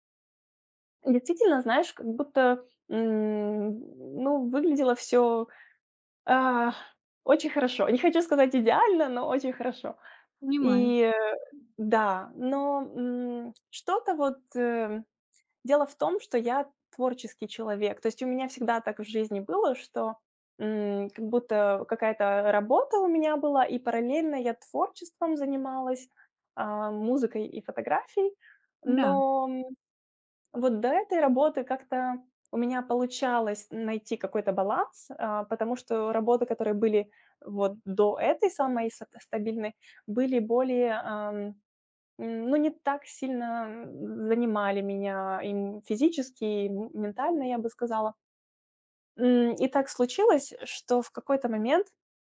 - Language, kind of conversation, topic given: Russian, advice, Как принять, что разрыв изменил мои жизненные планы, и не терять надежду?
- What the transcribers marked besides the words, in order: none